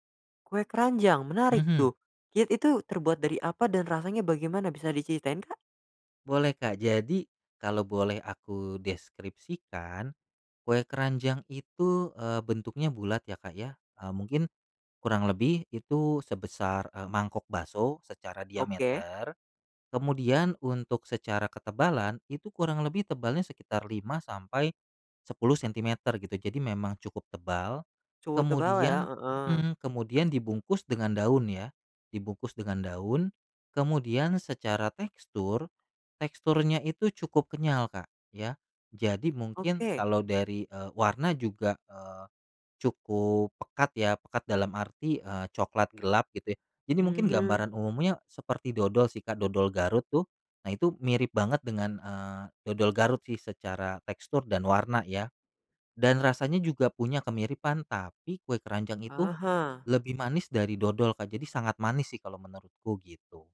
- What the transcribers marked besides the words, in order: none
- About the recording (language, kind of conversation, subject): Indonesian, podcast, Ceritakan tradisi keluarga apa yang selalu membuat suasana rumah terasa hangat?